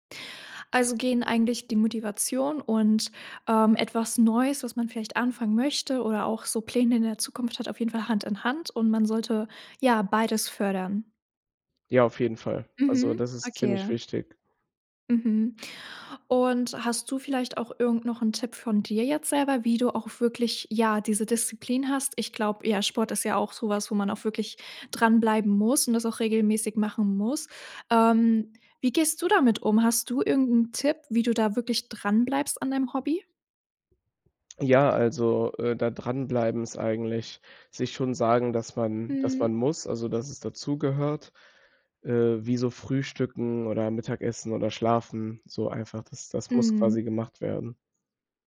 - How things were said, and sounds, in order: none
- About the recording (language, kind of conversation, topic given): German, podcast, Was tust du, wenn dir die Motivation fehlt?